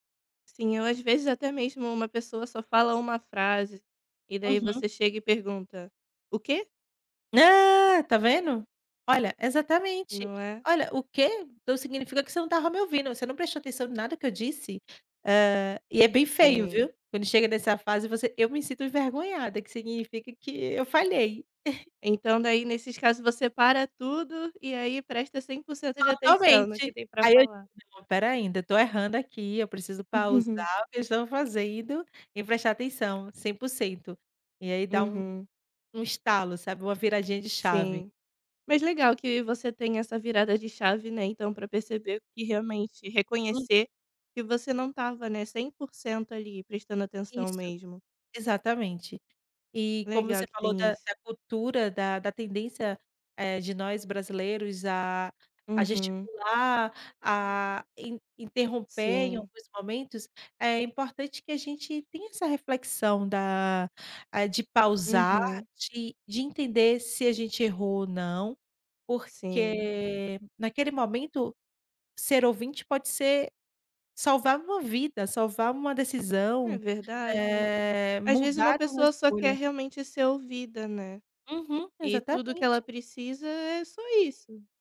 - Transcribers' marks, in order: put-on voice: "Nã"; tapping; chuckle; chuckle
- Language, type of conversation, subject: Portuguese, podcast, O que torna alguém um bom ouvinte?